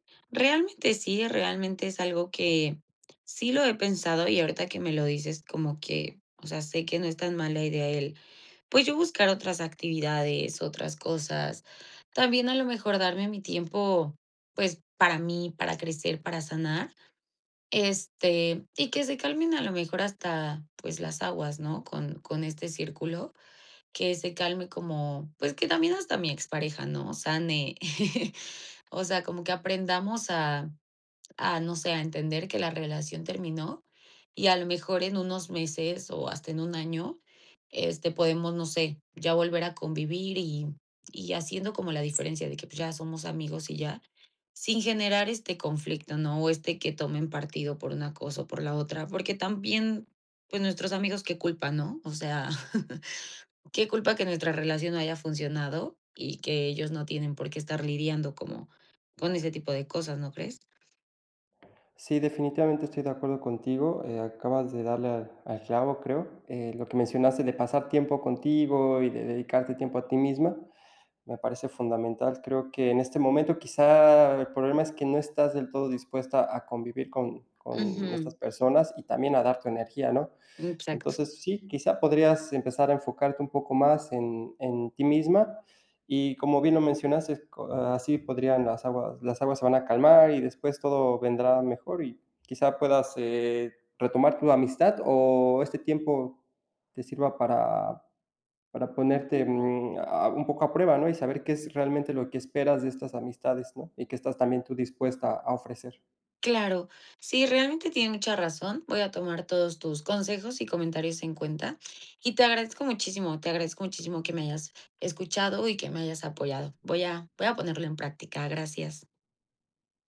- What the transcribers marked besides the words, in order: tapping; chuckle; chuckle; other background noise
- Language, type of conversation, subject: Spanish, advice, ¿Cómo puedo lidiar con las amistades en común que toman partido después de una ruptura?